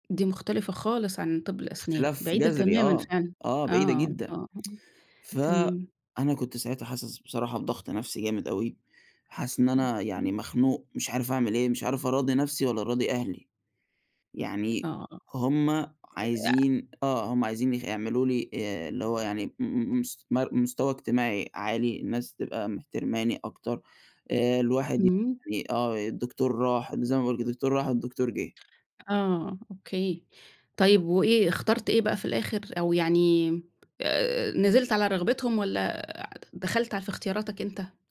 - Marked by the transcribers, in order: tapping; tsk; other noise
- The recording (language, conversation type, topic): Arabic, podcast, إزاي العيلة بتتوقع منك تختار شغلك أو مهنتك؟